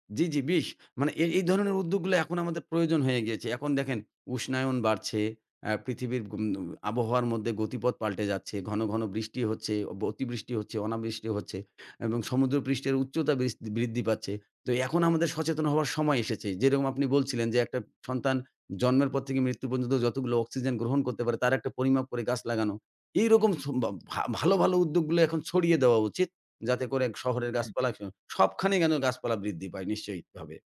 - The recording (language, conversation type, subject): Bengali, podcast, শহরের গাছপালা রক্ষা করতে নাগরিক হিসেবে আপনি কী কী করতে পারেন?
- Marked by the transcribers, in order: none